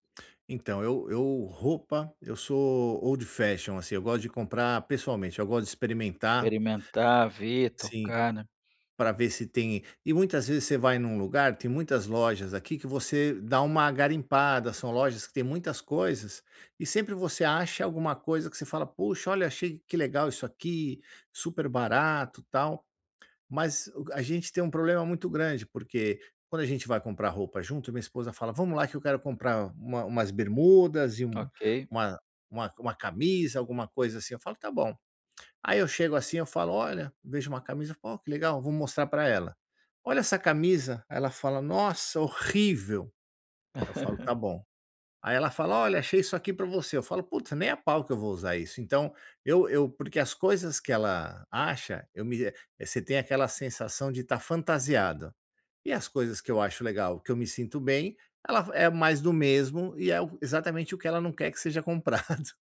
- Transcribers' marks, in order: laugh
- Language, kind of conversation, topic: Portuguese, advice, Como posso encontrar roupas que me sirvam bem e combinem comigo?